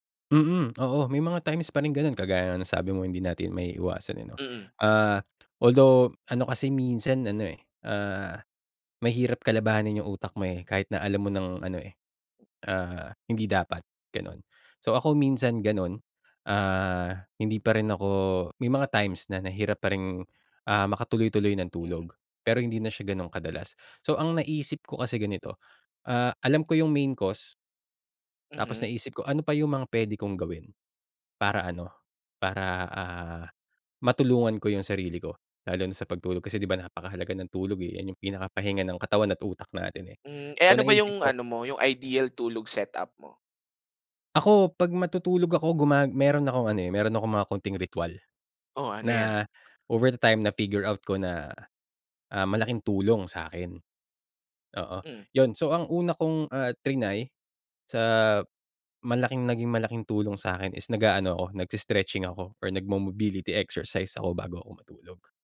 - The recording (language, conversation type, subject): Filipino, podcast, Ano ang papel ng pagtulog sa pamamahala ng stress mo?
- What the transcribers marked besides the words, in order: tapping; in English: "nag-mobility exercise"